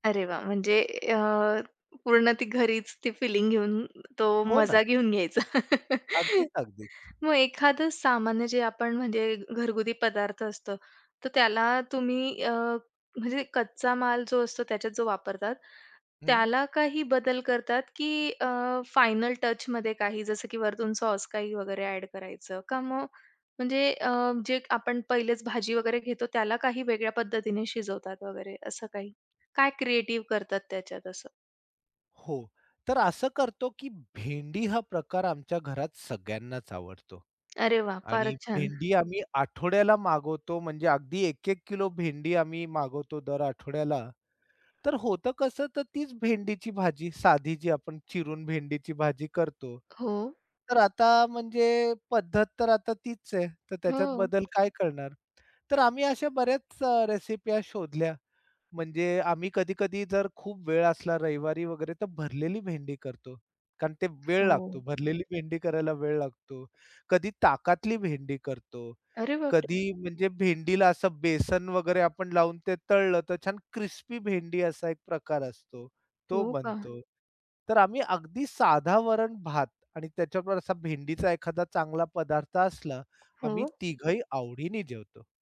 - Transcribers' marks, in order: other background noise; chuckle; tapping
- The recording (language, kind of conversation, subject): Marathi, podcast, स्वयंपाक अधिक सर्जनशील करण्यासाठी तुमचे काही नियम आहेत का?